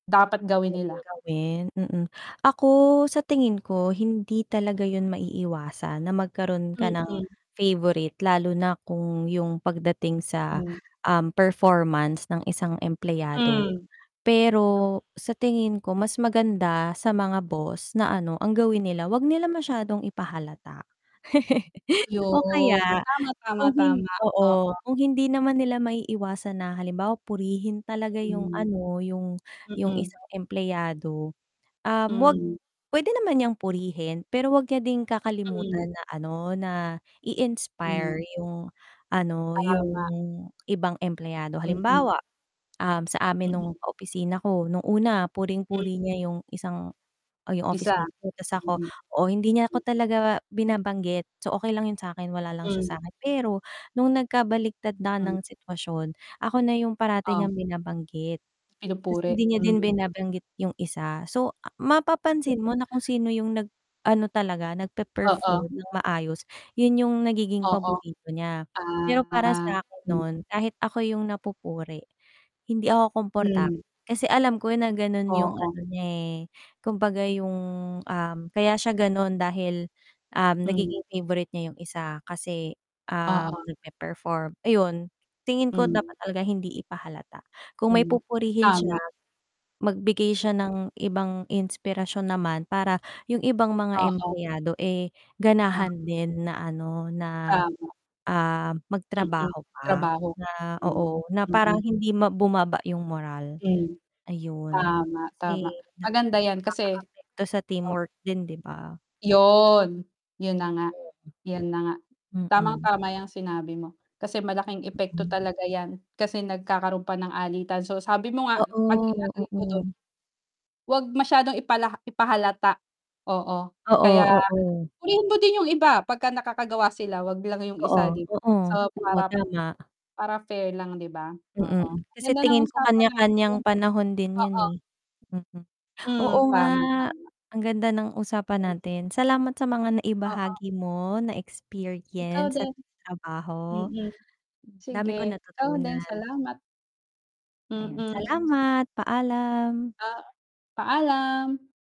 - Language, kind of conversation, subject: Filipino, unstructured, Ano ang reaksyon mo kapag may kinikilingan sa opisina?
- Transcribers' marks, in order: static; distorted speech; laugh; tapping; tongue click; drawn out: "Ah"; drawn out: "Yun"